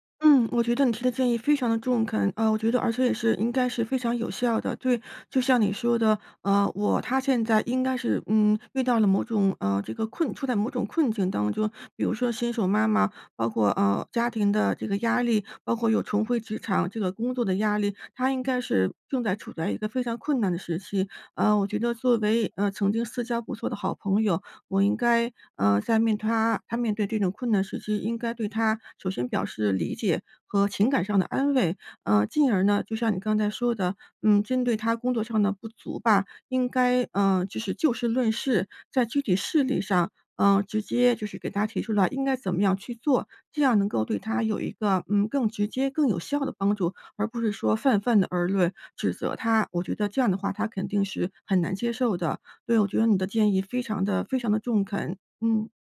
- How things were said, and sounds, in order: none
- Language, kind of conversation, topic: Chinese, advice, 在工作中该如何给同事提供负面反馈？